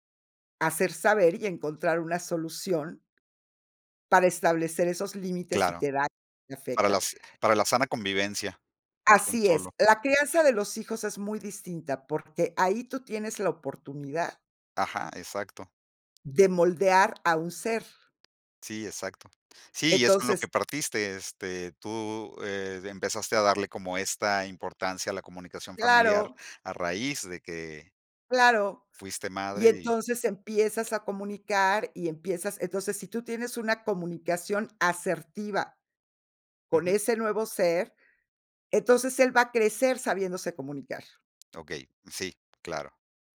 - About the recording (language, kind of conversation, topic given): Spanish, podcast, ¿Qué consejos darías para mejorar la comunicación familiar?
- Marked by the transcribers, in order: none